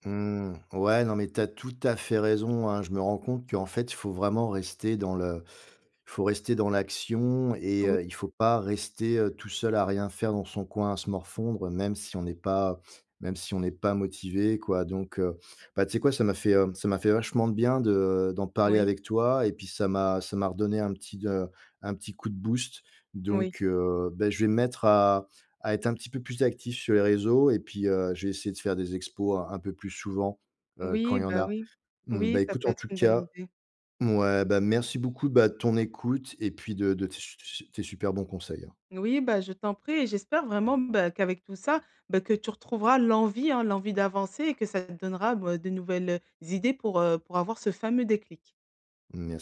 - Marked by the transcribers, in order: tapping
- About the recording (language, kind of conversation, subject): French, advice, Comment surmonter la procrastination pour créer régulièrement ?